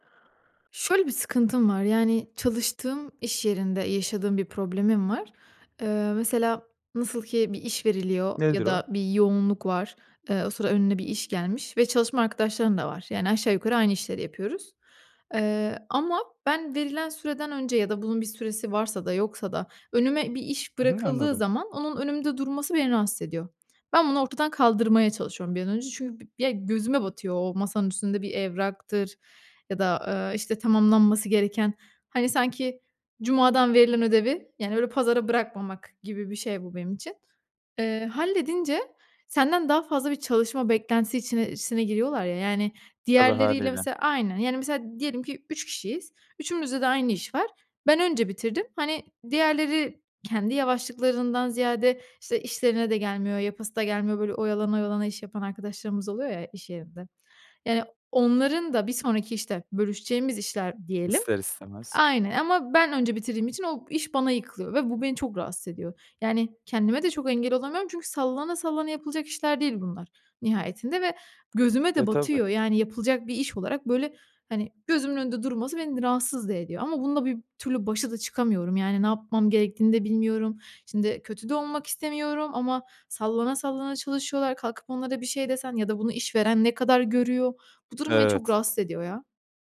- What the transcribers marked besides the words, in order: tapping
- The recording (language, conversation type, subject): Turkish, advice, İş yerinde sürekli ulaşılabilir olmanız ve mesai dışında da çalışmanız sizden bekleniyor mu?